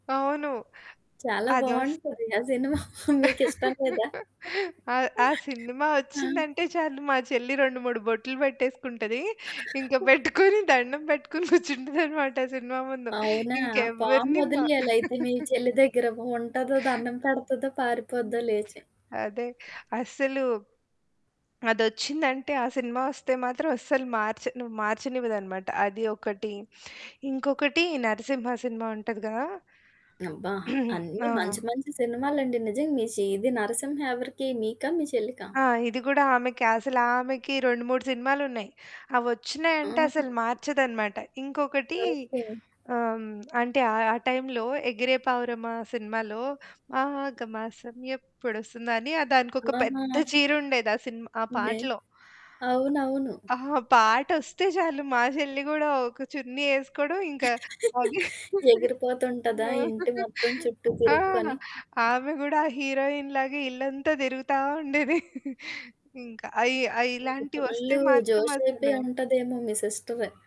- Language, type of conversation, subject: Telugu, podcast, సినిమాలు, పాటలు మీకు ఎలా స్ఫూర్తి ఇస్తాయి?
- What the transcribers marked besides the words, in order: other background noise; chuckle; laughing while speaking: "సినిమా మీకు ఇష్టం లేదా? ఆ!"; giggle; laughing while speaking: "కూర్చుంటదనమాట సినిమా ముందు"; chuckle; throat clearing; singing: "మాగమాసం ఎప్పుడొస్తుందని"; distorted speech; static; chuckle; chuckle; chuckle